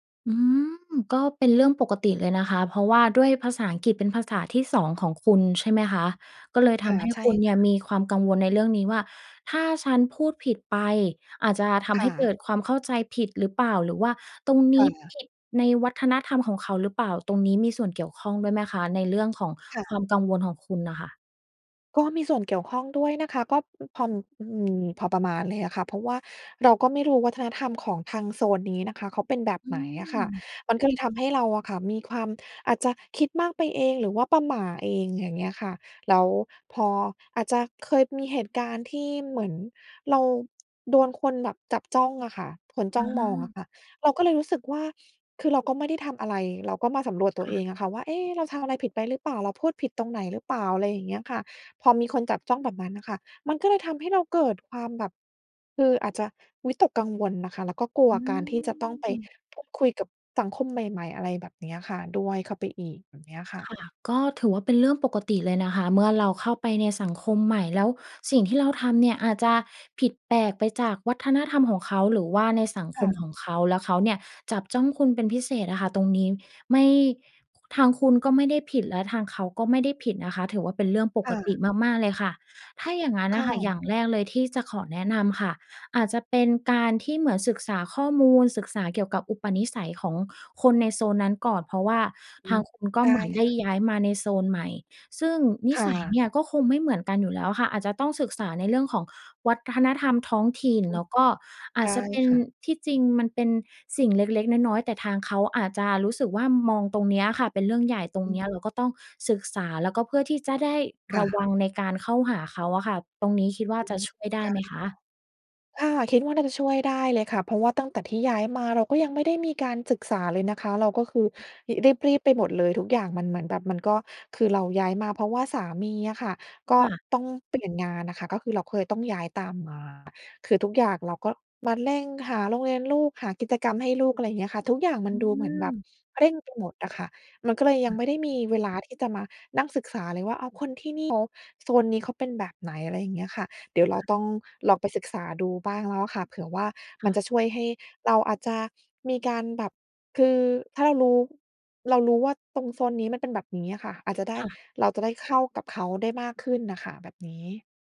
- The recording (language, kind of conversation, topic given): Thai, advice, คุณรู้สึกวิตกกังวลเวลาเจอคนใหม่ๆ หรืออยู่ในสังคมหรือไม่?
- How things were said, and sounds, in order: other background noise; tapping